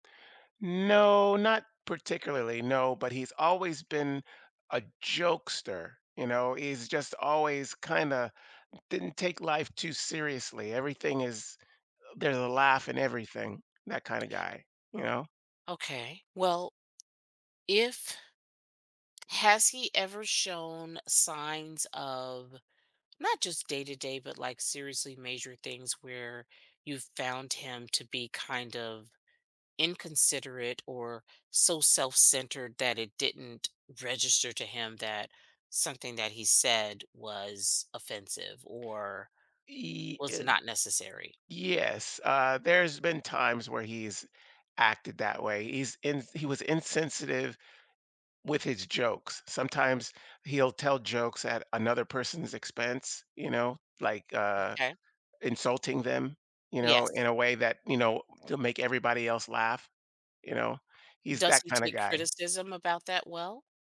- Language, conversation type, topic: English, advice, How do I cope with shock after a close friend's betrayal?
- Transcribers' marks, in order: tapping